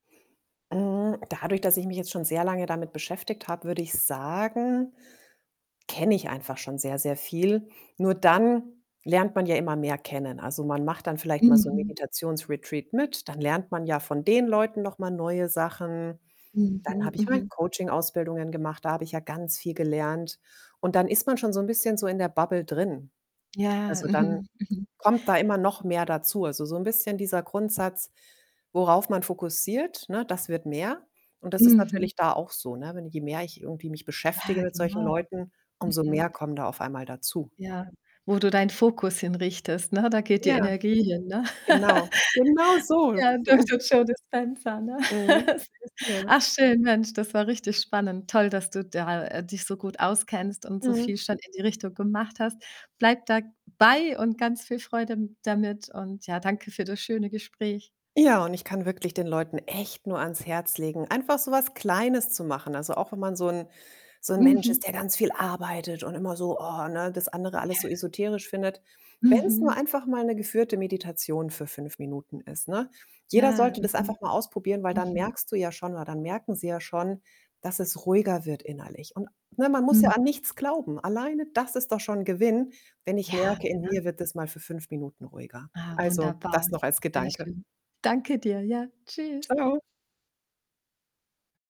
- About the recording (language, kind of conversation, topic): German, podcast, Wie erklärst du skeptischen Freunden, was Achtsamkeit ist?
- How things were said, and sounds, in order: static; other background noise; distorted speech; stressed: "den"; joyful: "Genau so"; laugh; chuckle; laugh; put-on voice: "und immer so: Oh"